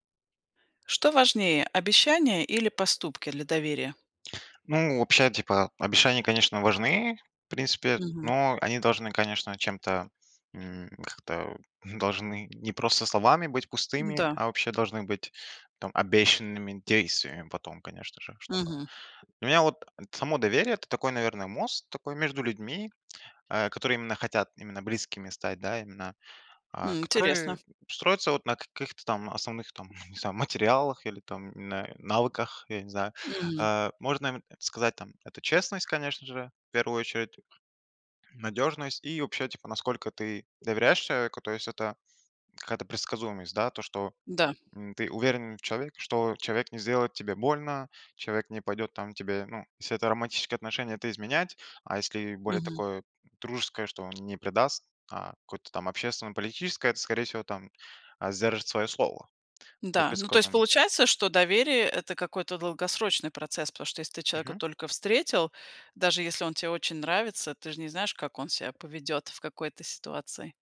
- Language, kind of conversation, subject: Russian, podcast, Что важнее для доверия: обещания или поступки?
- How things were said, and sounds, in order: tapping; unintelligible speech